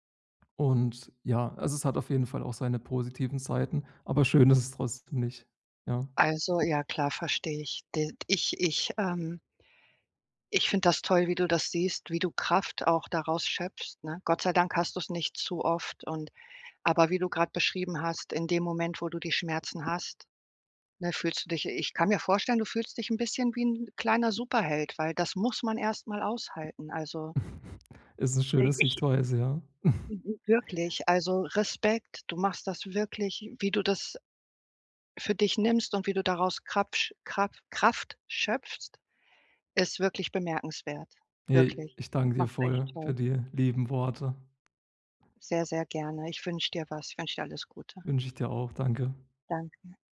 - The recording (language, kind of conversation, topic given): German, advice, Wie kann ich besser mit Schmerzen und ständiger Erschöpfung umgehen?
- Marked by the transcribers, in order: chuckle; chuckle; trusting: "ist wirklich bemerkenswert"